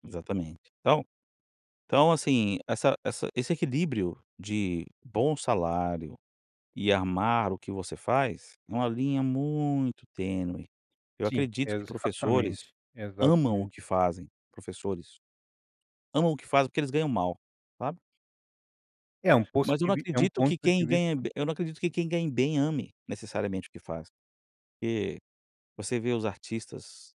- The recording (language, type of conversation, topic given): Portuguese, podcast, Como você equilibra satisfação e remuneração no trabalho?
- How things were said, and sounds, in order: none